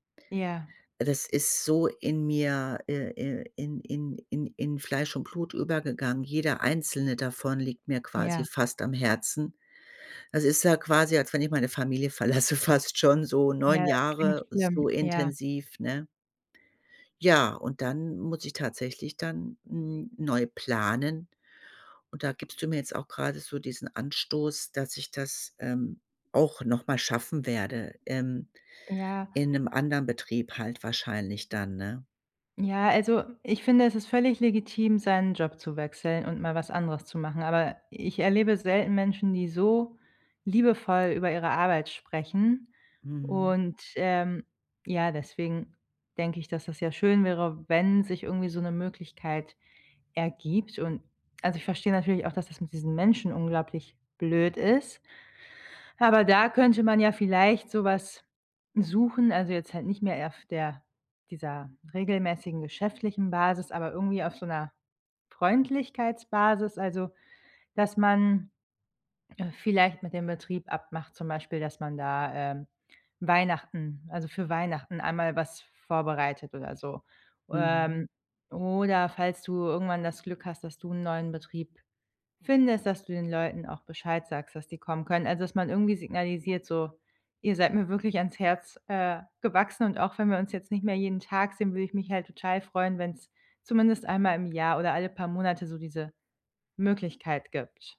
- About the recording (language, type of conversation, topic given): German, advice, Wie kann ich loslassen und meine Zukunft neu planen?
- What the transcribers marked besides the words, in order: other background noise; stressed: "Ja"; drawn out: "so"; stressed: "wenn"; inhale